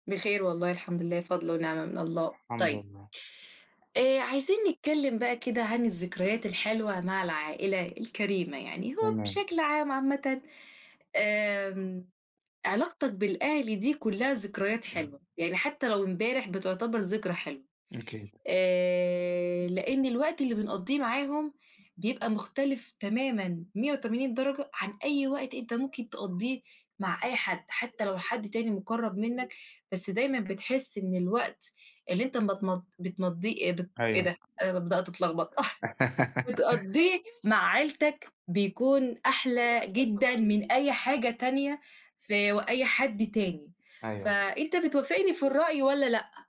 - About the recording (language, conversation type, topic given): Arabic, unstructured, إزاي تخلق ذكريات حلوة مع عيلتك؟
- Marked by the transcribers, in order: tapping; other background noise; laugh; dog barking